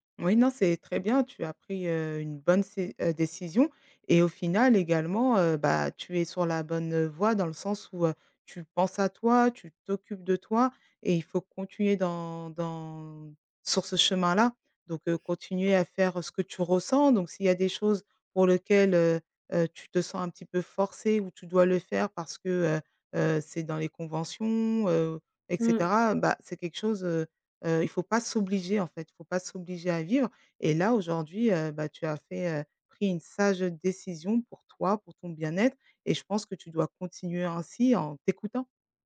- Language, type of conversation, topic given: French, advice, Pourquoi envisagez-vous de quitter une relation stable mais non épanouissante ?
- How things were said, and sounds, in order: none